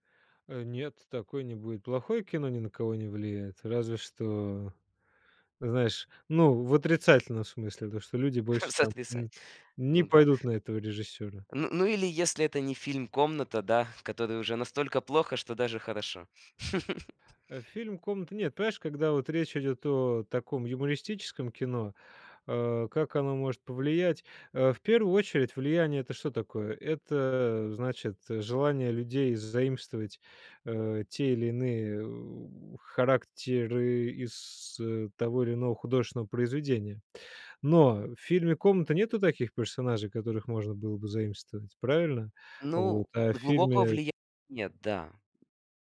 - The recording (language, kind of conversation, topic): Russian, podcast, Почему фильмы влияют на наше восприятие мира?
- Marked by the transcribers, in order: laughing while speaking: "Сотрясать"; laugh; other background noise